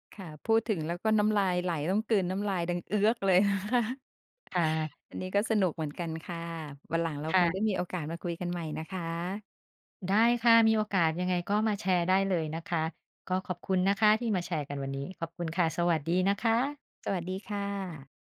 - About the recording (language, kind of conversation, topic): Thai, podcast, อาหารจานไหนที่ทำให้คุณคิดถึงคนในครอบครัวมากที่สุด?
- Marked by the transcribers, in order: chuckle